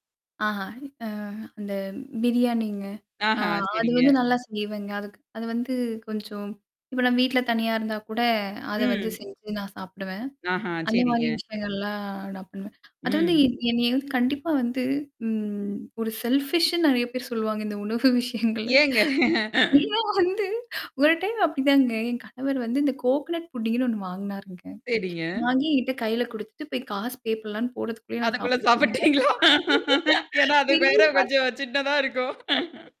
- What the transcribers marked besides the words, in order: static; distorted speech; tapping; in English: "செல்ஃபிஷ்ன்னு"; laughing while speaking: "இந்த உணவு விஷயங்கள்ல. ஏன்னா வந்து"; laughing while speaking: "ஏங்க?"; in English: "கோக்கனட் புட்டிங்னு"; tsk; in English: "பே"; laughing while speaking: "சாப்பி்ட்டீங்களா? ஏன்னா, அது வேற கொஞ்சம் சின்னதா இருக்கும்"; laughing while speaking: "திரும்பி பாத்து"
- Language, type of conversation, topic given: Tamil, podcast, உங்களுக்கு ஆறுதல் தரும் உணவு எது, அது ஏன் உங்களுக்கு ஆறுதலாக இருக்கிறது?